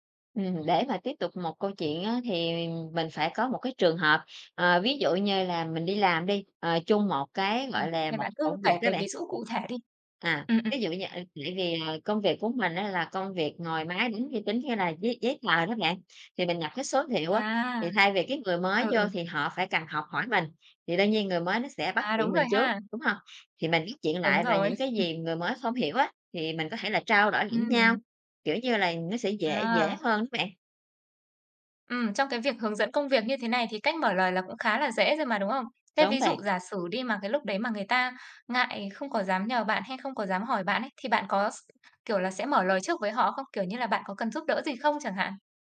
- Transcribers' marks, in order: other background noise; chuckle; tapping
- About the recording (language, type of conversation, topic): Vietnamese, podcast, Bạn bắt chuyện với người mới quen như thế nào?